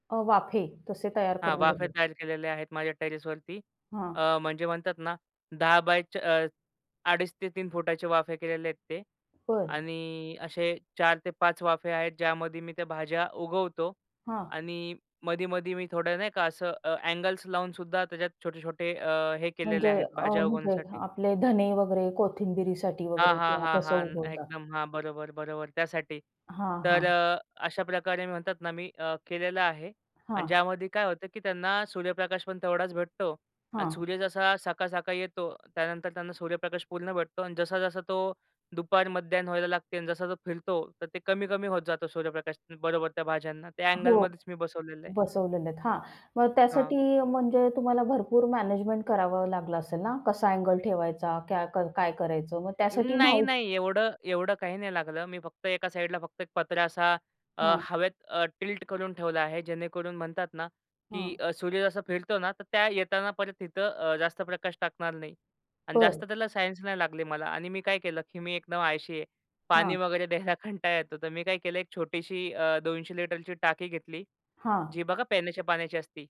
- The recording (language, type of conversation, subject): Marathi, podcast, छोट्या जागेत भाजीबाग कशी उभाराल?
- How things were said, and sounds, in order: other background noise; in English: "टिल्ट"; tapping